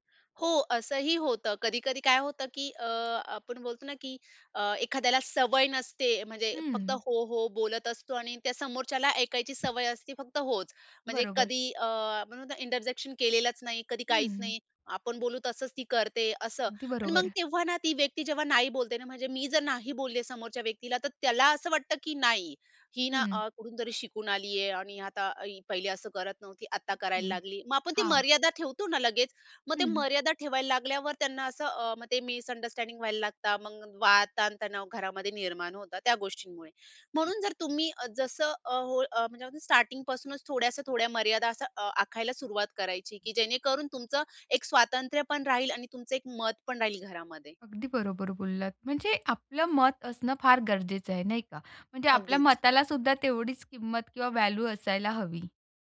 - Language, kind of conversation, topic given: Marathi, podcast, कुटुंबाला तुमच्या मर्यादा स्वीकारायला मदत करण्यासाठी तुम्ही काय कराल?
- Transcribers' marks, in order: tapping; other background noise; in English: "इंटरजेक्शन"; other noise; in English: "मिसअंडरस्टँडिंग"; in English: "व्हॅल्यू"